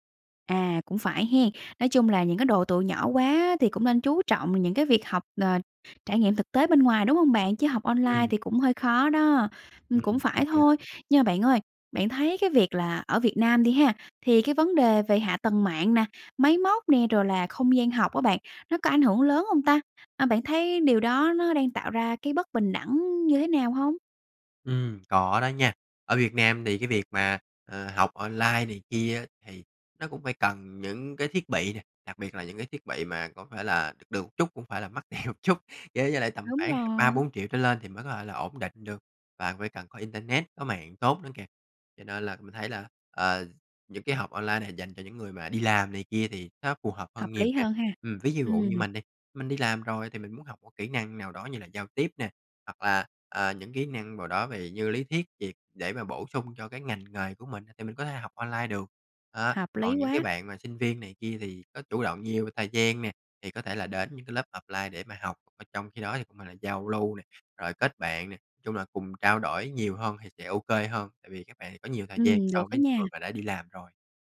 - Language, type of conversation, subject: Vietnamese, podcast, Bạn nghĩ sao về việc học trực tuyến thay vì đến lớp?
- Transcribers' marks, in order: tapping; laughing while speaking: "tiền"